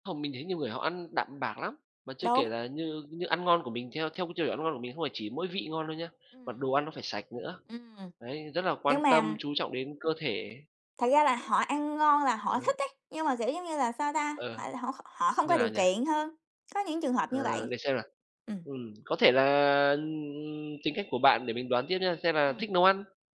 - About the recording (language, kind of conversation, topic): Vietnamese, unstructured, Bạn có sở thích nào giúp bạn thể hiện cá tính của mình không?
- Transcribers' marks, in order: tapping; horn; other background noise